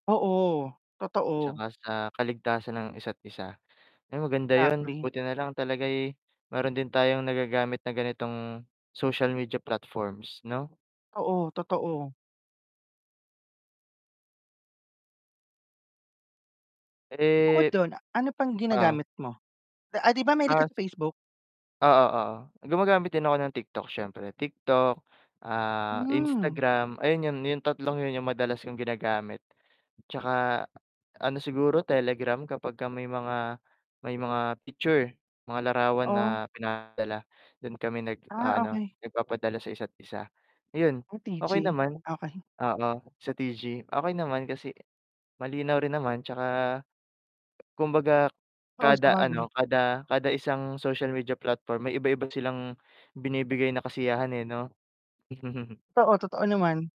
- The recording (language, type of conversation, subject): Filipino, unstructured, Ano ang tingin mo sa epekto ng panlipunang midya sa pakikipagkomunikasyon?
- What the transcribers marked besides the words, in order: static; other background noise; drawn out: "Eh"; distorted speech; drawn out: "ah"; tapping; chuckle